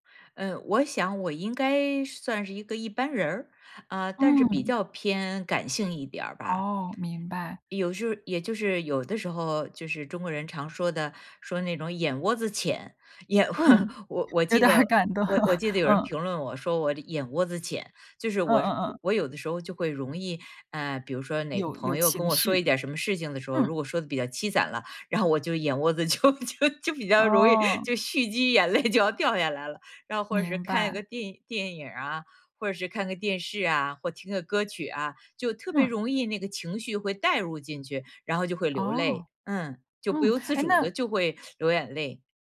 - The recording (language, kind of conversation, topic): Chinese, podcast, 如果你只能再听一首歌，你最后想听哪一首？
- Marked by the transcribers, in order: chuckle; laughing while speaking: "有点儿感动"; laughing while speaking: "就 就 就比较容易就蓄积眼泪就要"